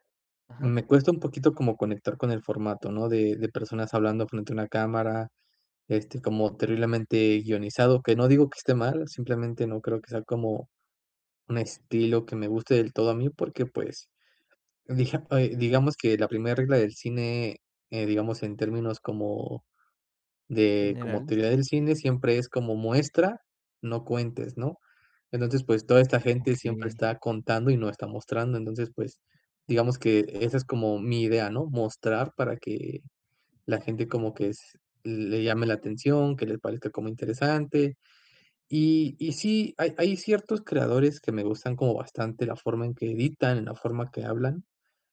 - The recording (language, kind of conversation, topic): Spanish, advice, ¿Qué puedo hacer si no encuentro inspiración ni ideas nuevas?
- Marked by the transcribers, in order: tapping